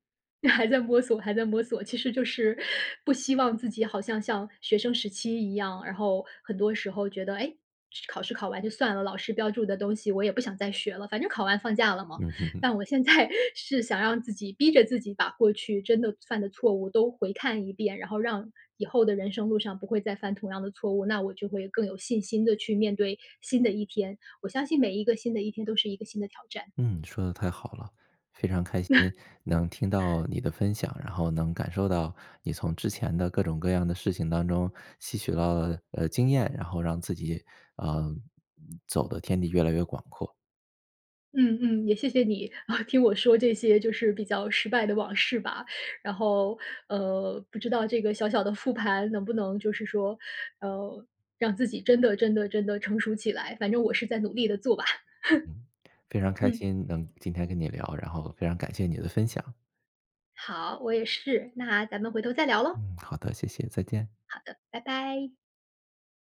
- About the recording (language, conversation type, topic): Chinese, podcast, 受伤后你如何处理心理上的挫败感？
- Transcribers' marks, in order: laughing while speaking: "还在摸索 还在摸索"; chuckle; laughing while speaking: "现在"; chuckle; "到" said as "唠"; other background noise; chuckle; chuckle